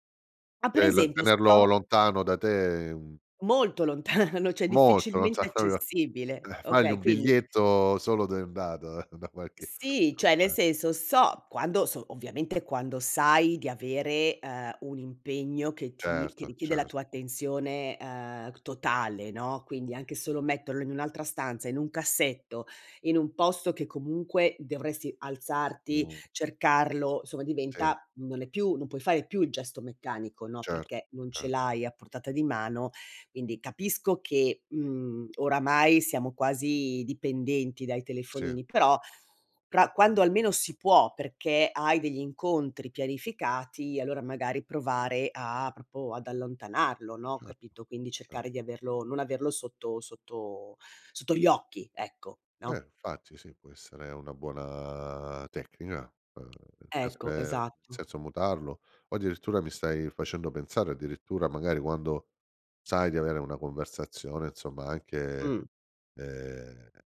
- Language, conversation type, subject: Italian, advice, Perché controllo compulsivamente lo smartphone durante conversazioni importanti?
- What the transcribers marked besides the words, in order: "Cioè" said as "ceh"; laughing while speaking: "lontano"; "cioè" said as "ceh"; "proprio" said as "propio"; chuckle; other background noise; chuckle; unintelligible speech; tapping; "proprio" said as "propo"; drawn out: "buona"; unintelligible speech